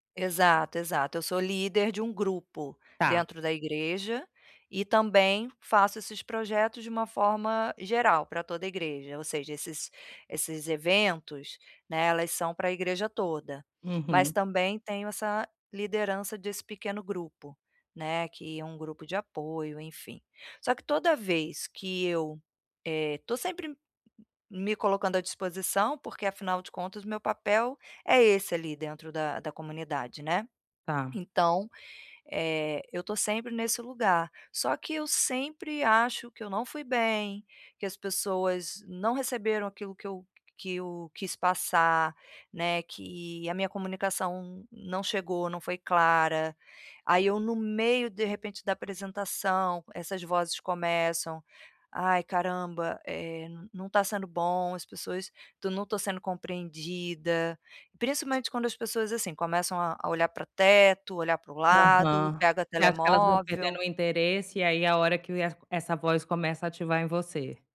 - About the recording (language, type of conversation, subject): Portuguese, advice, Como posso diminuir a voz crítica interna que me atrapalha?
- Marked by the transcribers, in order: tapping; other background noise